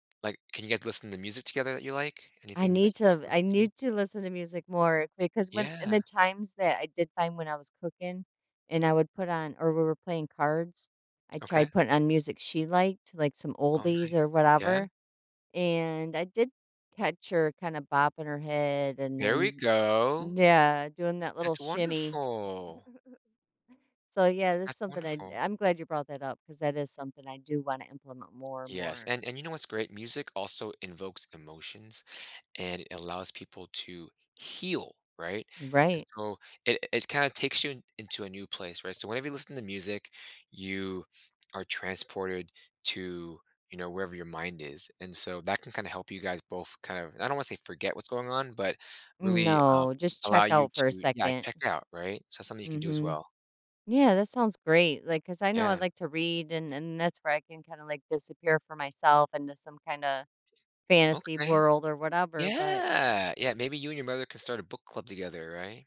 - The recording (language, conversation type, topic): English, advice, How can I cope with anxiety while waiting for my medical test results?
- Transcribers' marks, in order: tapping; laugh; drawn out: "wonderful"; stressed: "heal"; other background noise